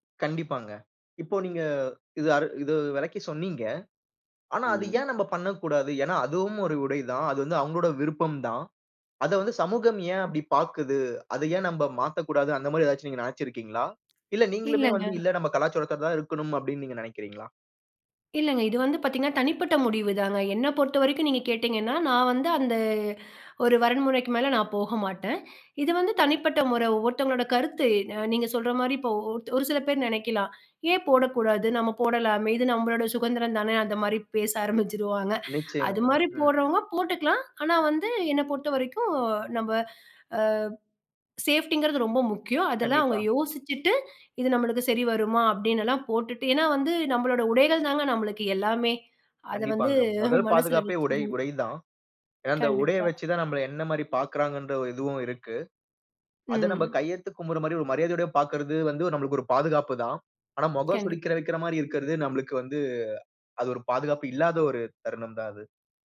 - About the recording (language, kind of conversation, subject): Tamil, podcast, மற்றோரின் கருத்து உன் உடைத் தேர்வை பாதிக்குமா?
- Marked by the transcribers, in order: drawn out: "அந்த"; inhale; "வரைமுறைக்கு" said as "வரன்முறைக்கு"; inhale; inhale; chuckle; horn